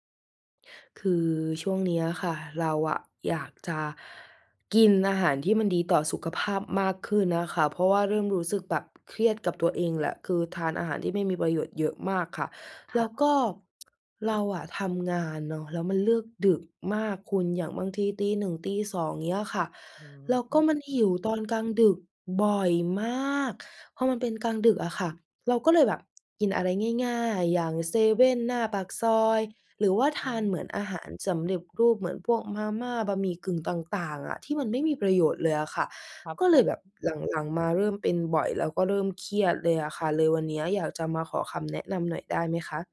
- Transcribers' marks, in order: tapping; stressed: "บ่อยมาก"; other background noise
- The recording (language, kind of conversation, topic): Thai, advice, พยายามกินอาหารเพื่อสุขภาพแต่หิวตอนกลางคืนและมักหยิบของกินง่าย ๆ ควรทำอย่างไร